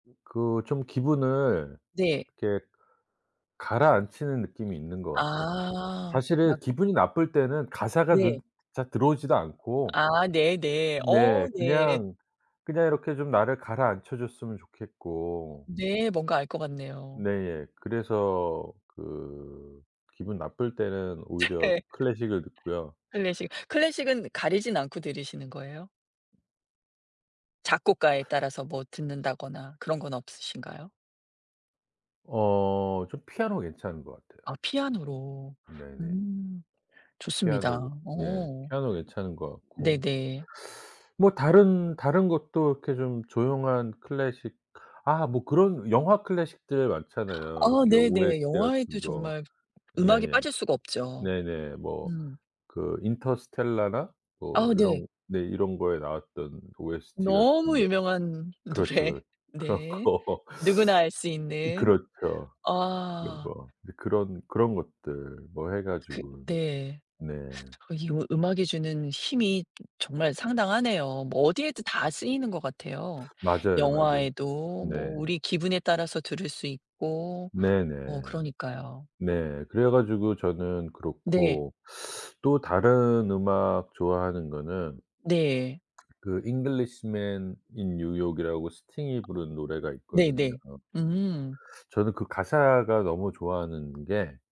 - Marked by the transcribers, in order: other background noise; laughing while speaking: "네"; other noise; laughing while speaking: "거"; tapping
- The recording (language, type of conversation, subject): Korean, podcast, 좋아하는 음악 장르는 무엇이고, 왜 좋아하시나요?